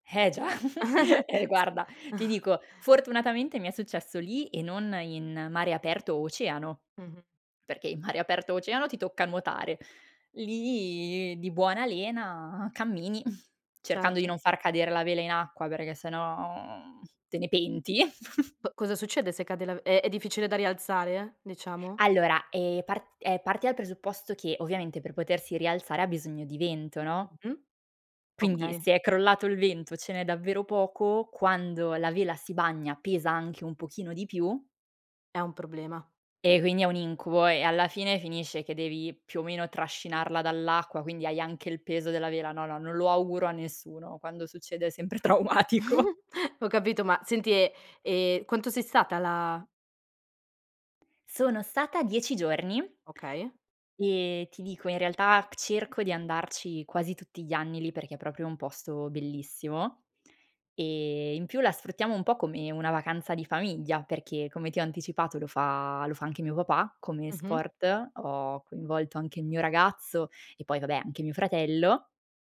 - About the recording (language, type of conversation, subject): Italian, podcast, Qual è una bella esperienza di viaggio legata a un tuo hobby?
- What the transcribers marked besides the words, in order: giggle; chuckle; drawn out: "Lì"; chuckle; chuckle; laughing while speaking: "traumatico"; chuckle; other background noise